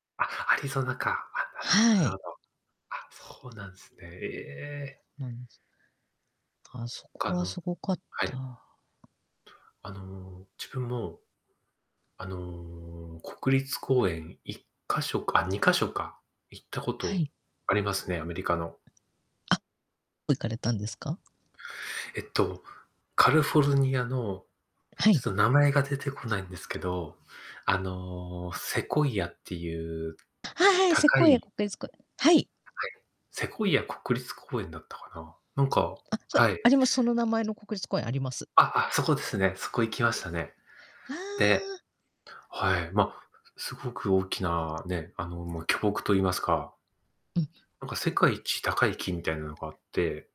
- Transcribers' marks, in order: distorted speech; drawn out: "あの"; other background noise; static
- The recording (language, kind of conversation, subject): Japanese, unstructured, 旅行先でいちばん驚いた場所はどこですか？